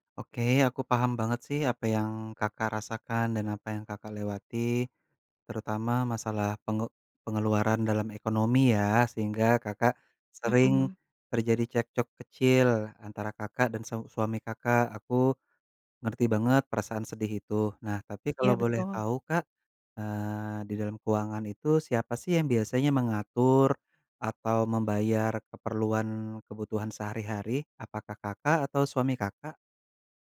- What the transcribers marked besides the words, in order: none
- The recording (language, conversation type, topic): Indonesian, advice, Bagaimana cara mengatasi pertengkaran yang berulang dengan pasangan tentang pengeluaran rumah tangga?